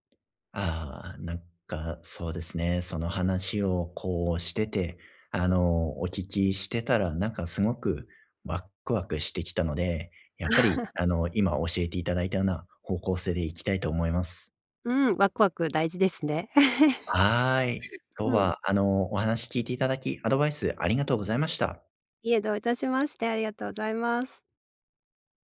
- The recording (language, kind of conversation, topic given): Japanese, advice, 将来の貯蓄と今の消費のバランスをどう取ればよいですか？
- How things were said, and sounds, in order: tapping; chuckle; chuckle